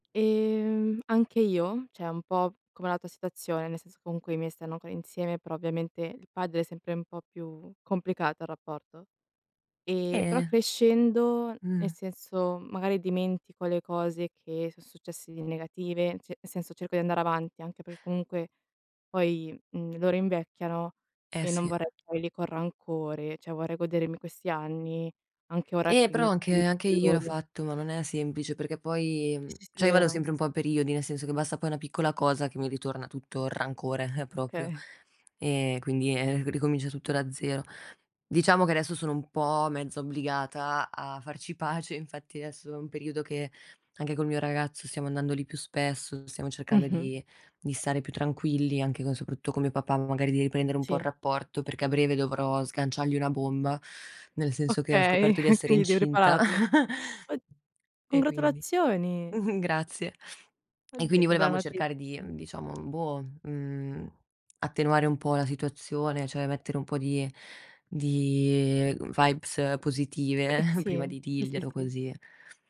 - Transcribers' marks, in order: "cioè" said as "ceh"; "comunque" said as "cunque"; "Bene" said as "ene"; "cioè" said as "ceh"; tapping; "cioè" said as "ceh"; unintelligible speech; "cioè" said as "ceh"; chuckle; other background noise; laughing while speaking: "e"; "quindi" said as "quini"; chuckle; "cioè" said as "ceh"; drawn out: "di"; in English: "vibes"; laughing while speaking: "positive"; "Sì" said as "ì"
- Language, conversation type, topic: Italian, unstructured, Qual è il ricordo più bello che hai con la tua famiglia?
- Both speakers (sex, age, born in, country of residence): female, 20-24, Italy, Italy; female, 25-29, Italy, Italy